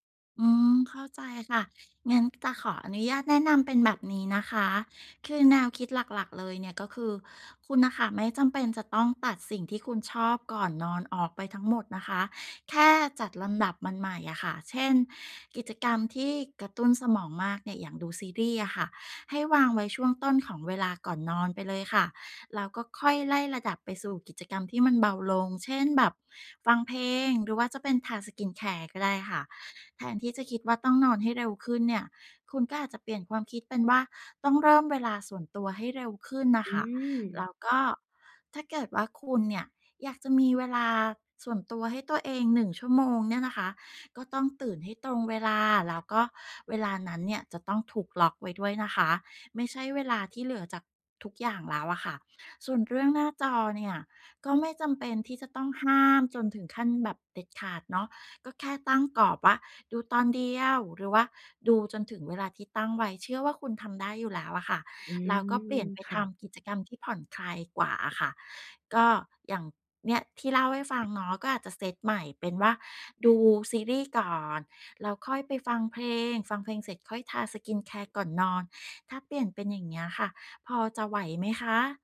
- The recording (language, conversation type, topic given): Thai, advice, จะสร้างกิจวัตรก่อนนอนให้สม่ำเสมอทุกคืนเพื่อหลับดีขึ้นและตื่นตรงเวลาได้อย่างไร?
- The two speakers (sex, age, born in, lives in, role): female, 20-24, Thailand, Thailand, user; female, 55-59, Thailand, Thailand, advisor
- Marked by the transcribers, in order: other background noise; in English: "skincare"; tapping; in English: "skincare"